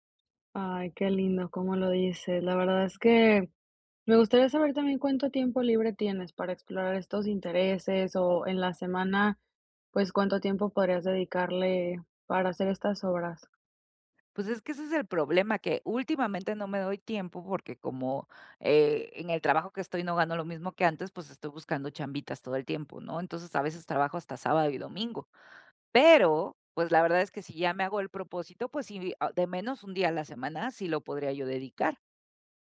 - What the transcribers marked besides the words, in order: other background noise
- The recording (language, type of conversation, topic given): Spanish, advice, ¿Cómo puedo encontrar un propósito fuera del trabajo?